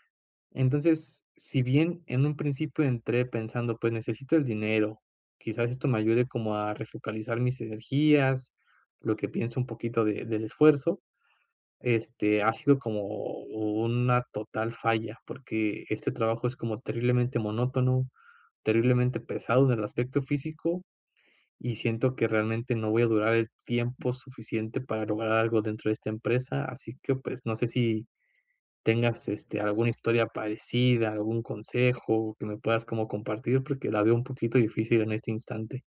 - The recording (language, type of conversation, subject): Spanish, advice, ¿Cómo puedo recuperar la motivación en mi trabajo diario?
- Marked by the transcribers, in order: none